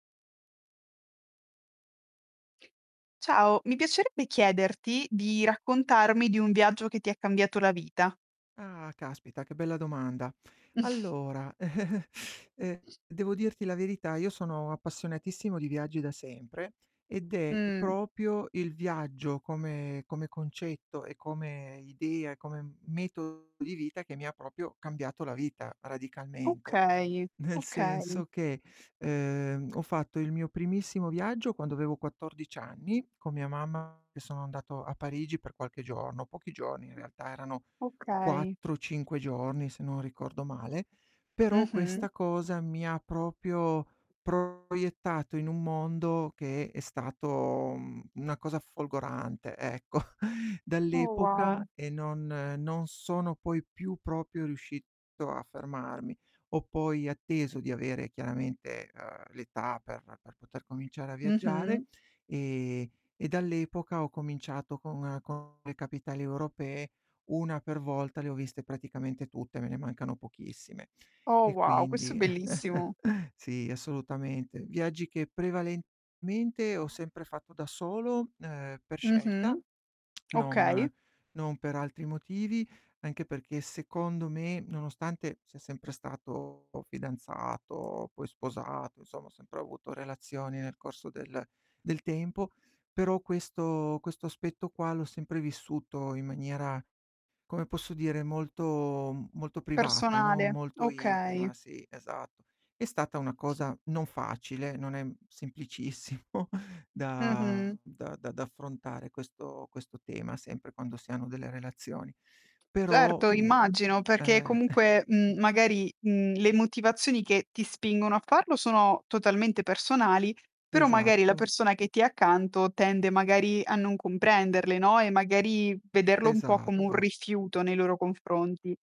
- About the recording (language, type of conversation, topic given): Italian, podcast, Qual è stato un viaggio che ti ha cambiato la vita?
- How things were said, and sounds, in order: chuckle; distorted speech; other background noise; "proprio" said as "propio"; "proprio" said as "propio"; "proprio" said as "propio"; chuckle; tapping; chuckle; tongue click; laughing while speaking: "semplicissimo"; chuckle